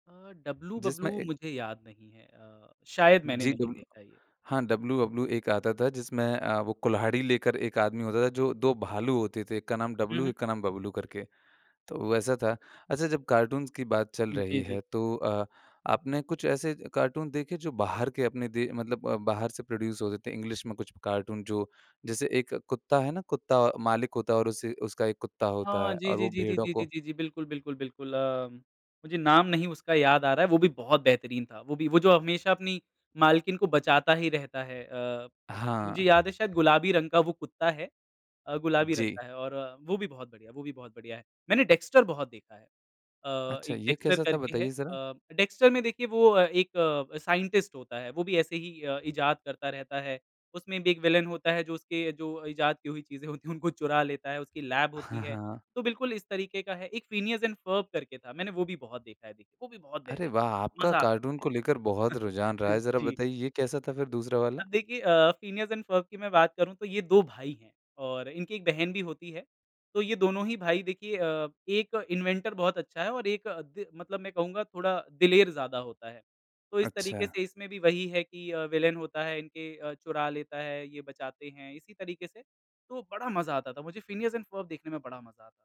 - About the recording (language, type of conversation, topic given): Hindi, podcast, तुम अपने बचपन के किस कार्टून को आज भी सबसे ज्यादा याद करते हो?
- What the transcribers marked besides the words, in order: in English: "कार्टून्स"; in English: "कार्टून"; in English: "प्रोड्यूस"; in English: "इंग्लिश"; in English: "कार्टून"; in English: "साइंटिस्ट"; in English: "विलेन"; laughing while speaking: "होती हैं, उनको"; in English: "कार्टून"; chuckle; in English: "इन्वेंटर"; in English: "विलेन"